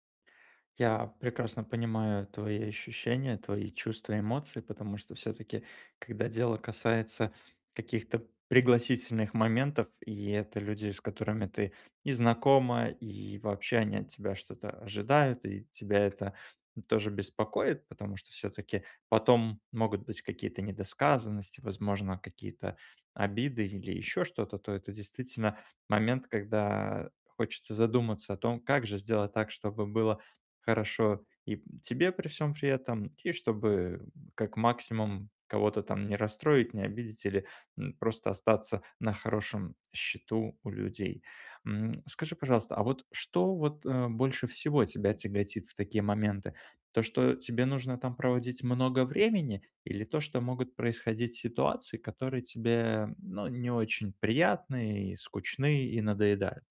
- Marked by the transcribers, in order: none
- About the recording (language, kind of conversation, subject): Russian, advice, Как участвовать в праздниках, не чувствуя принуждения и вины?